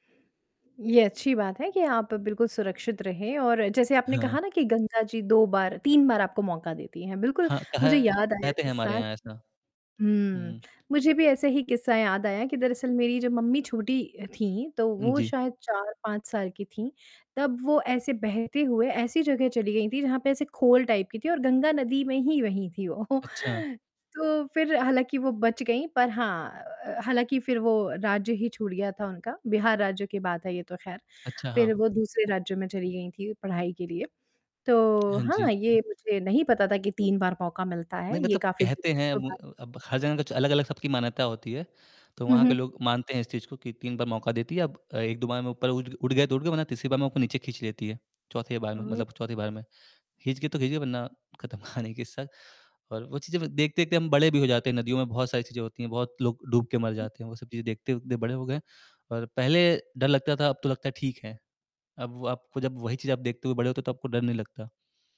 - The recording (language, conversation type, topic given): Hindi, podcast, नदियों से आप ज़िंदगी के बारे में क्या सीखते हैं?
- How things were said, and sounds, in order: distorted speech; tapping; in English: "टाइप"; laughing while speaking: "वो"; other background noise; other noise